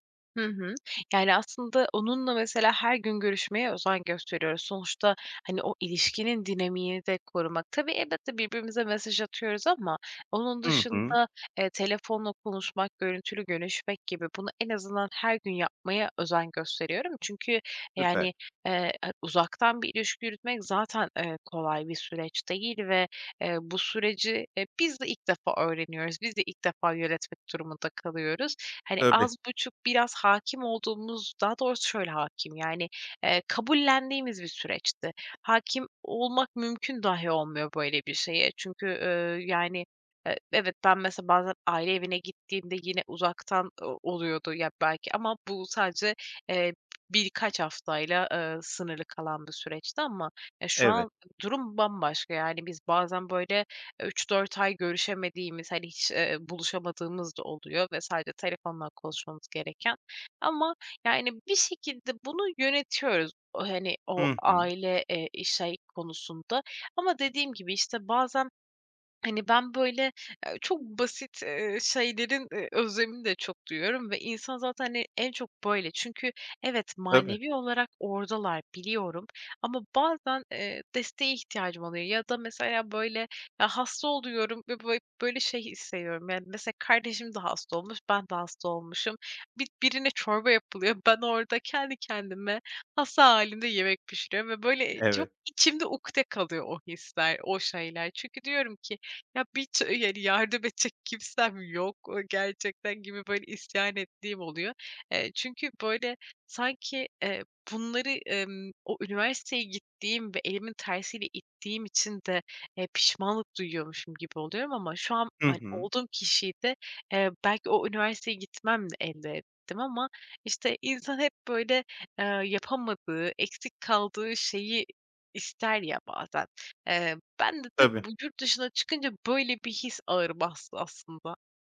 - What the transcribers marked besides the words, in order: other background noise
- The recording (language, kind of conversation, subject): Turkish, advice, Ailenden ve arkadaşlarından uzakta kalınca ev özlemiyle nasıl baş ediyorsun?